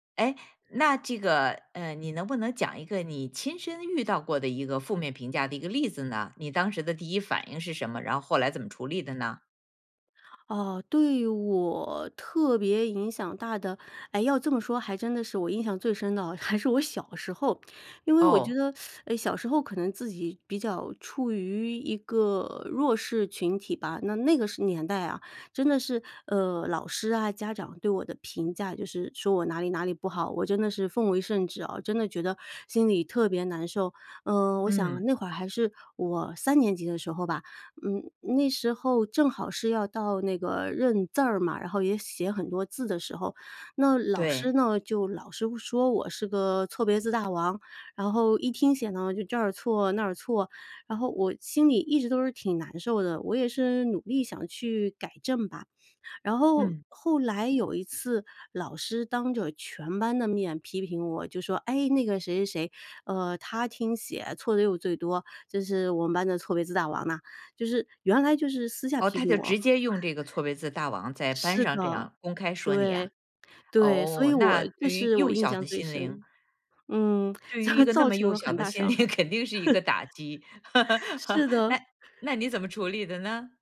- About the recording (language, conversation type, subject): Chinese, podcast, 遇到负面评价时，你会怎么处理？
- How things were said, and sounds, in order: laughing while speaking: "还是"; laughing while speaking: "造成了"; laughing while speaking: "肯定是一个打击"; laugh